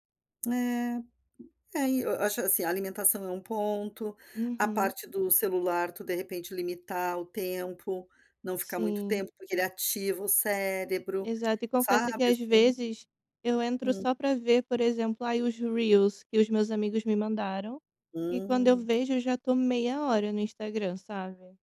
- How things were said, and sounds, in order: tapping; in English: "reels"
- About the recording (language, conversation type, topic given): Portuguese, advice, Como a insônia causada por pensamentos ansiosos que não param à noite afeta você?